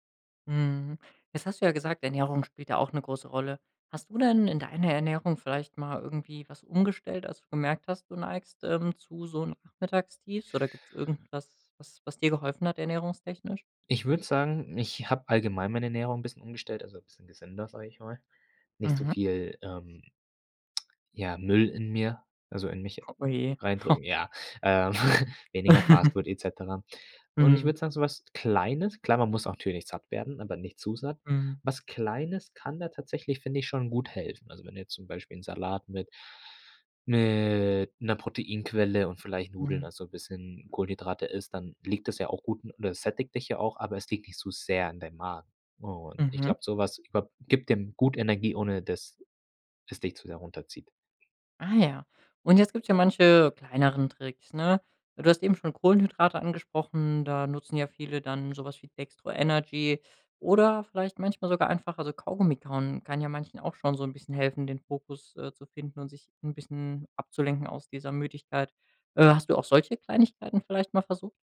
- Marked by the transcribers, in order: chuckle; drawn out: "mit"; other background noise
- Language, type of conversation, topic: German, podcast, Wie gehst du mit Energietiefs am Nachmittag um?